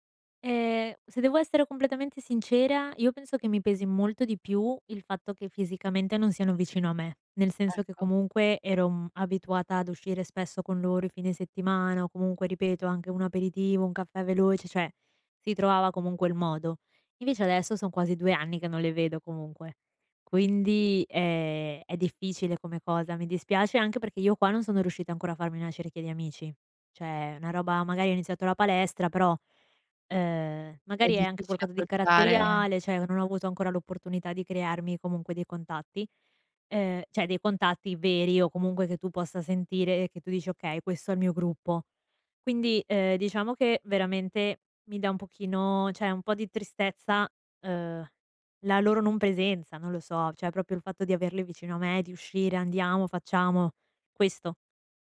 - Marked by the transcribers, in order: "cioè" said as "ceh"; "cioè" said as "ceh"; "cioè" said as "ceh"; "cioè" said as "ceh"; "proprio" said as "propio"
- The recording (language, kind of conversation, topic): Italian, advice, Come posso gestire l’allontanamento dalla mia cerchia di amici dopo un trasferimento?